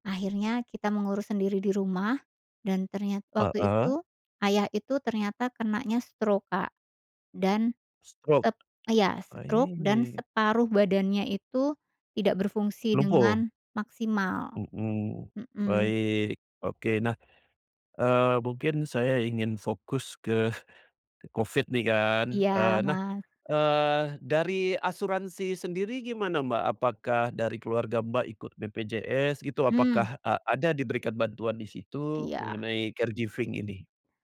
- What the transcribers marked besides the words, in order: other background noise; in English: "caregiving"
- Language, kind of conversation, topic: Indonesian, podcast, Pengalaman belajar informal apa yang paling mengubah hidupmu?
- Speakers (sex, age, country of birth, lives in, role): female, 40-44, Indonesia, Indonesia, guest; male, 40-44, Indonesia, Indonesia, host